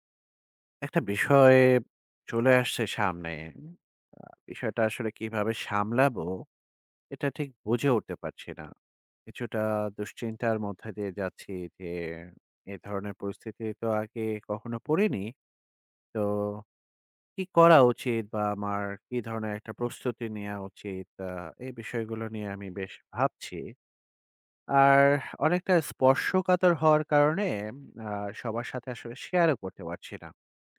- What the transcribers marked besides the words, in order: none
- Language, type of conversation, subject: Bengali, advice, সামাজিক উদ্বেগের কারণে গ্রুপ ইভেন্টে যোগ দিতে আপনার ভয় লাগে কেন?